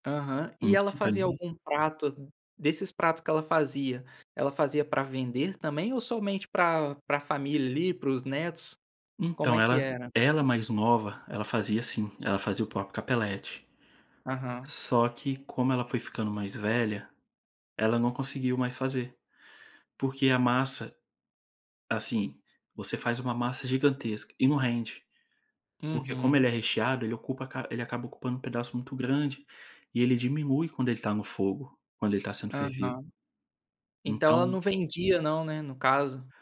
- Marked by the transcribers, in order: unintelligible speech
- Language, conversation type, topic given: Portuguese, podcast, Você tem alguma lembrança de comida da sua infância?